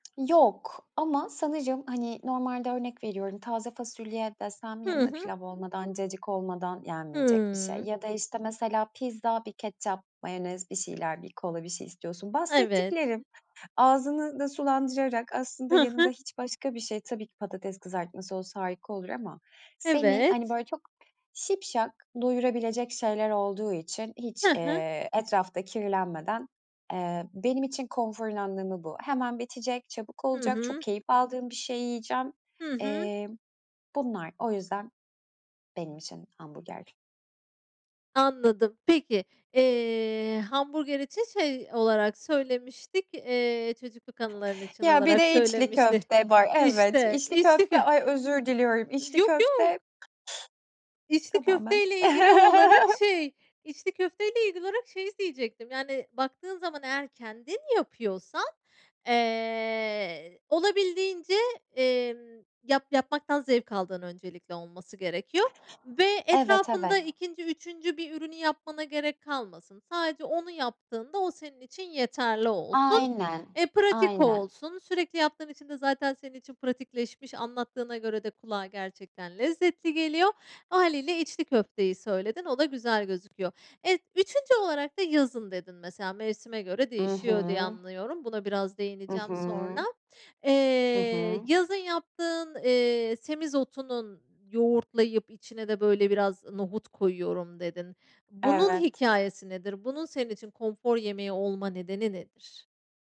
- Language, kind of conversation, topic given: Turkish, podcast, Sence gerçek konfor yemeği hangisi ve neden?
- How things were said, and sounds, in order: other background noise; chuckle; tapping